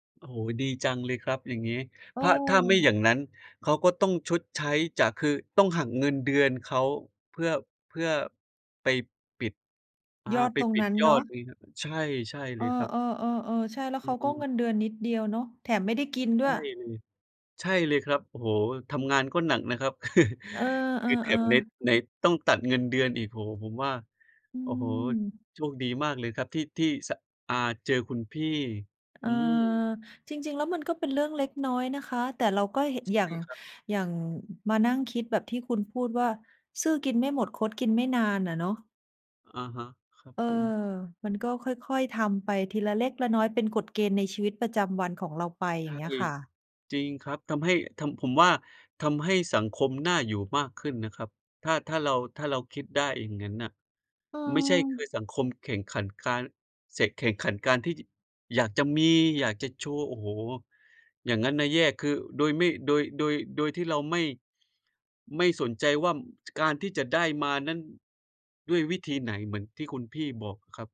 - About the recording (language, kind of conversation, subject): Thai, unstructured, คุณคิดว่าความซื่อสัตย์สำคัญกว่าความสำเร็จไหม?
- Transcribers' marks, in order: tapping; chuckle; other background noise